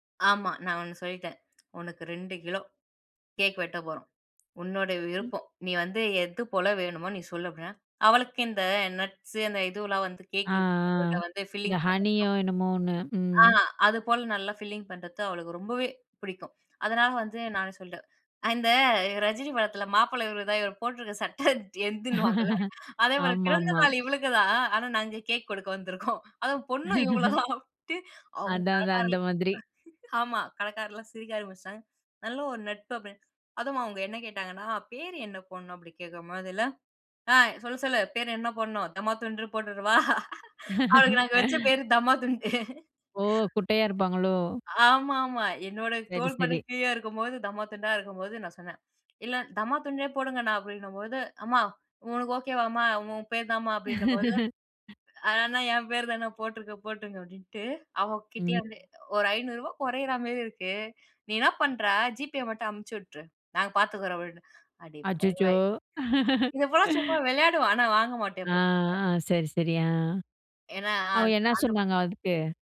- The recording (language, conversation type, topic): Tamil, podcast, பிறந்தநாள் கொண்டாட்டங்கள் உங்கள் வீட்டில் எப்படி இருக்கும்?
- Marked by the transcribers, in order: unintelligible speech; in English: "ஃபில்லிங்"; unintelligible speech; in English: "ஃபில்லிங்"; other background noise; laughing while speaking: "என்துன்னு வாங்கல்ல அதேபோல பிறந்த நாள் இவளுக்கு தான்"; inhale; laugh; laughing while speaking: "கொடுக்க வந்துருக்கோம். அதுவும் பொண்ணும் இவுங்கள … பேரு தம்மா துண்டு"; laugh; laugh; laugh; inhale; laugh; unintelligible speech